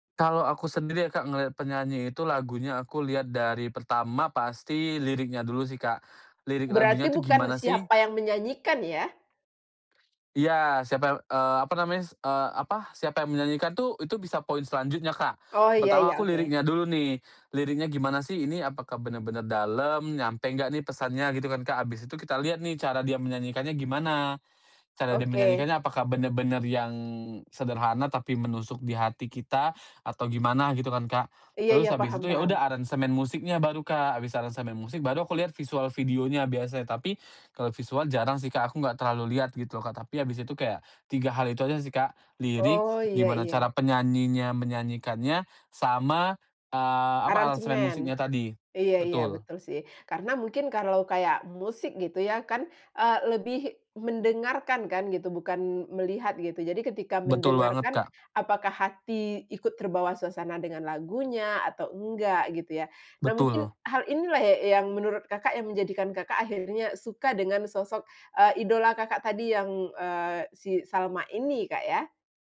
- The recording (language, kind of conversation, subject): Indonesian, podcast, Siapa musisi lokal favoritmu?
- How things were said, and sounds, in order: other background noise; tapping